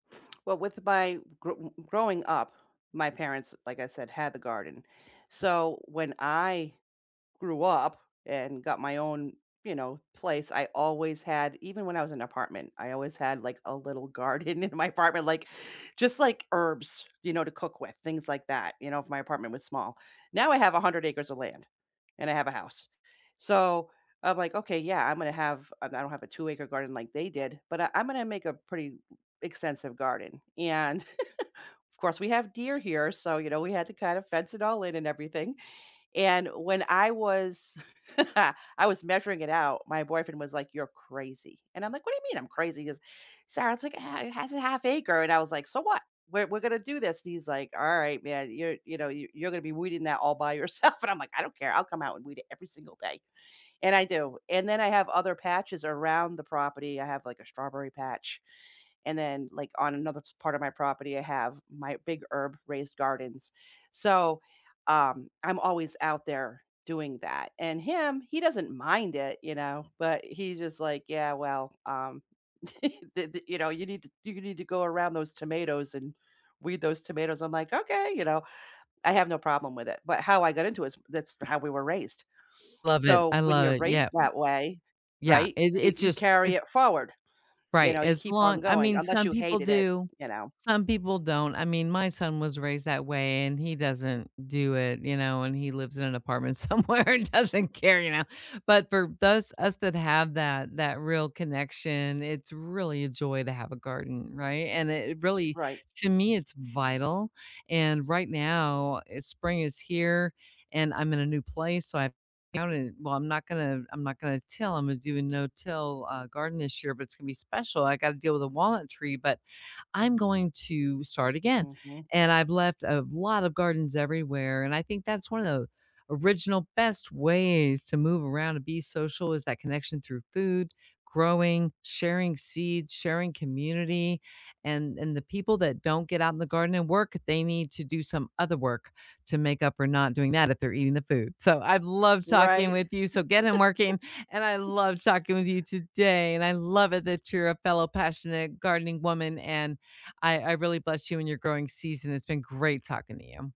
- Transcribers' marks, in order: tapping; laughing while speaking: "garden in my apartment"; chuckle; chuckle; laughing while speaking: "yourself"; chuckle; other background noise; laughing while speaking: "somewhere and doesn't care, you know"; laugh
- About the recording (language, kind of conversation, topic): English, unstructured, What are some everyday, non-gym ways you stay active, and how can we make them social together?
- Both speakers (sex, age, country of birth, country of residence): female, 55-59, United States, United States; female, 60-64, United States, United States